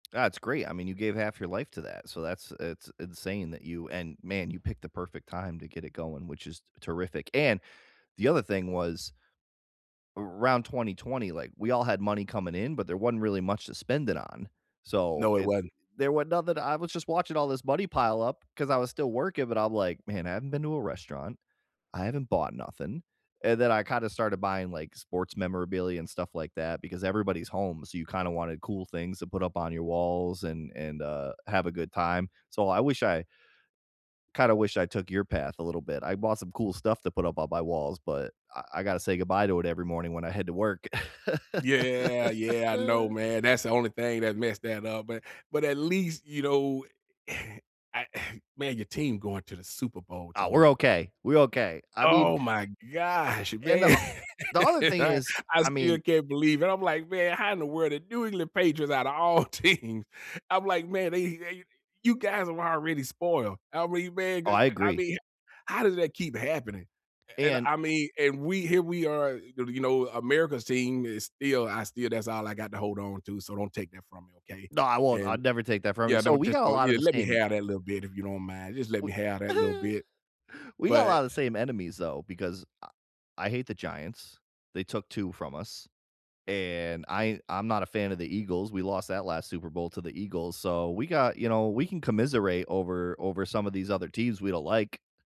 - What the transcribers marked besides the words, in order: tapping; laugh; sigh; laughing while speaking: "man, I"; laughing while speaking: "teams"; unintelligible speech; laugh
- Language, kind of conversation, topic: English, unstructured, What’s a memory that always makes you smile?
- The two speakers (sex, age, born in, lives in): male, 40-44, United States, United States; male, 50-54, United States, United States